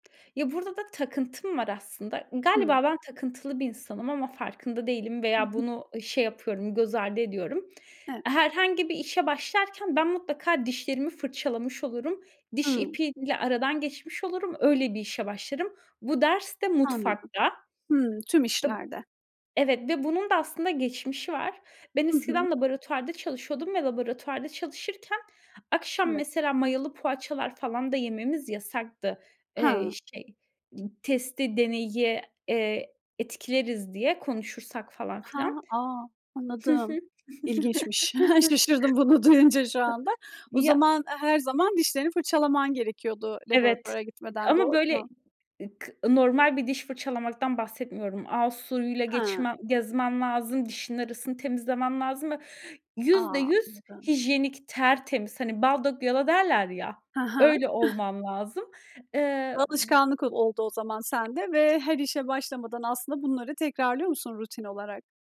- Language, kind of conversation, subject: Turkish, podcast, Çalışma ortamı yaratıcılığınızı nasıl etkiliyor?
- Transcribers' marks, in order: unintelligible speech; other background noise; laughing while speaking: "Şaşırdım bunu duyunca şu anda"; chuckle; chuckle; unintelligible speech